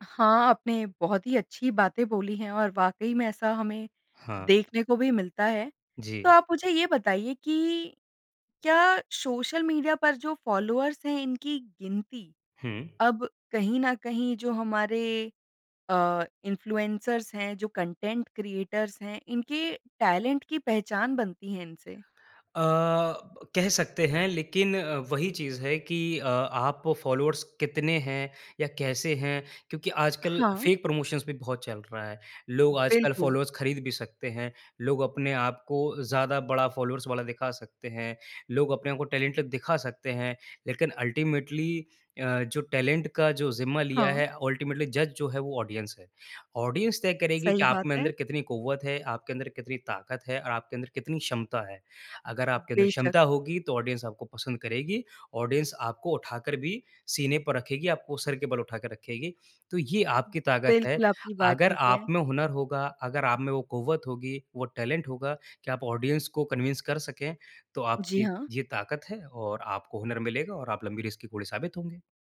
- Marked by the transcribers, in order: in English: "कंटेन्ट क्रिएटर्स"; in English: "टैलेंट"; in English: "फ़ेक प्रमोशन्स"; in English: "टैलेंटेड"; in English: "अल्टीमेटली"; in English: "टैलेंट"; in English: "अल्टीमेटली जज"; in English: "ऑडियंस"; in English: "ऑडियंस"; in English: "ऑडियंस"; in English: "ऑडियंस"; in English: "टैलेंट"; in English: "ऑडियंस"; in English: "कन्विन्स"
- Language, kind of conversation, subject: Hindi, podcast, सोशल मीडिया ने सेलिब्रिटी संस्कृति को कैसे बदला है, आपके विचार क्या हैं?